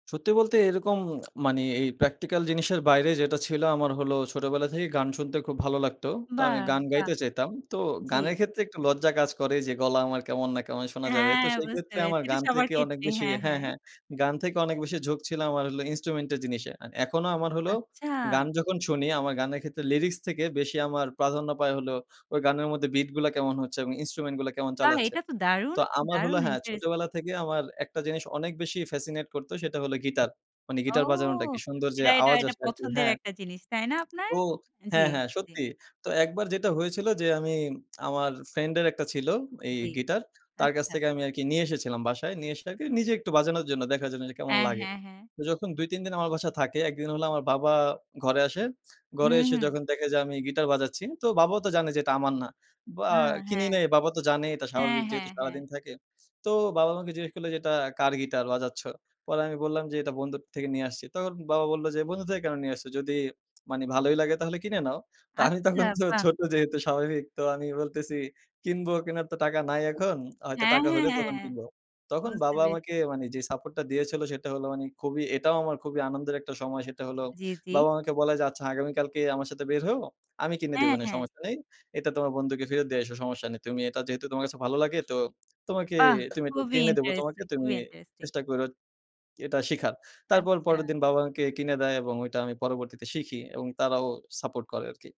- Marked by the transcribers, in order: lip smack; tapping; in English: "ইন্সট্রুমেন্ট"; in English: "বিট"; in English: "ইন্সট্রুমেন্ট"; joyful: "বাহ! এটা তো দারুন! দারুন ইন্টারেস্টিং!"; in English: "ফ্যাসিনেট"
- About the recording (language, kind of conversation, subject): Bengali, podcast, নতুন কিছু শেখার সময় বন্ধু বা পরিবার থেকে পাওয়া সহায়তা কতটা কাজে আসে?